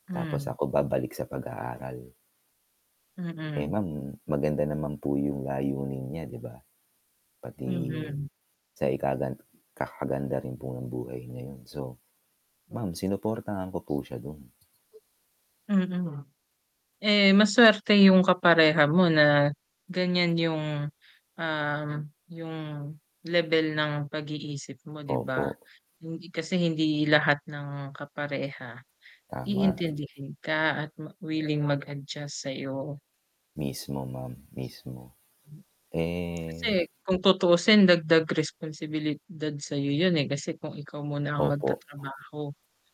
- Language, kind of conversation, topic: Filipino, unstructured, Paano mo sinusuportahan ang mga pangarap ng iyong kapareha?
- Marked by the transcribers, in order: static